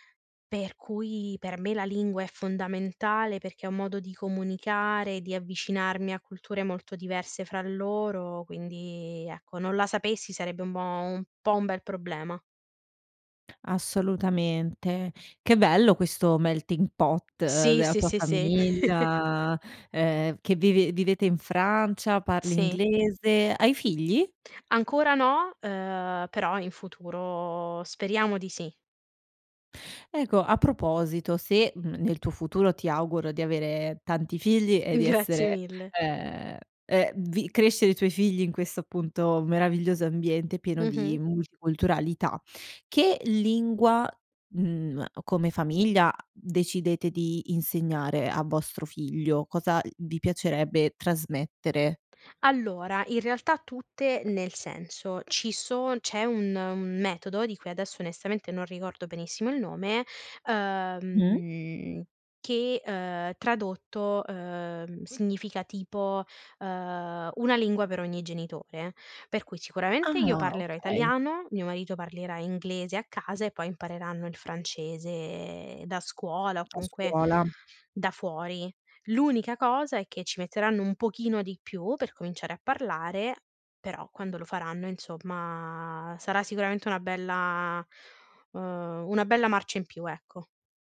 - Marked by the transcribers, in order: in English: "melting pot"; tapping; other background noise; chuckle; chuckle
- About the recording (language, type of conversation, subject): Italian, podcast, Che ruolo ha la lingua nella tua identità?